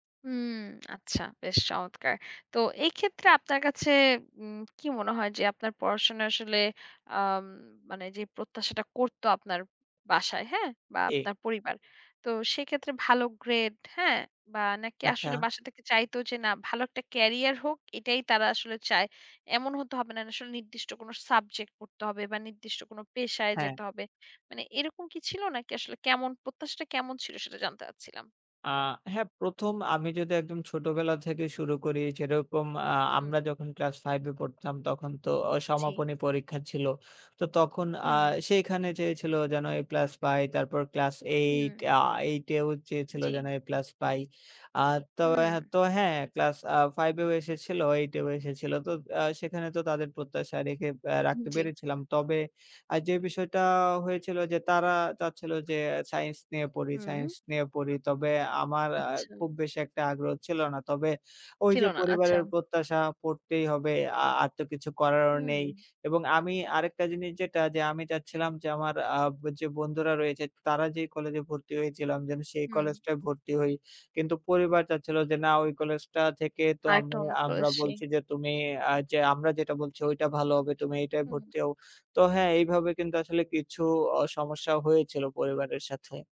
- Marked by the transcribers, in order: other background noise; unintelligible speech
- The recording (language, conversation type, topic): Bengali, podcast, তোমার পড়াশোনা নিয়ে পরিবারের প্রত্যাশা কেমন ছিল?